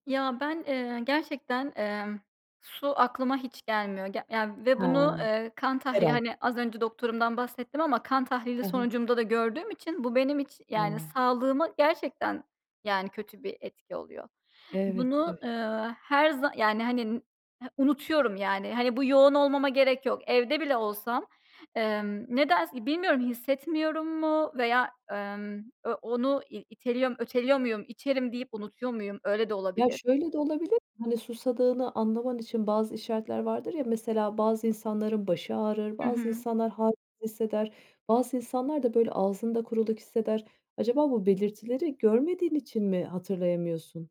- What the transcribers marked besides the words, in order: none
- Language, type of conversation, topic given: Turkish, podcast, Gün içinde su içme alışkanlığını nasıl geliştirebiliriz?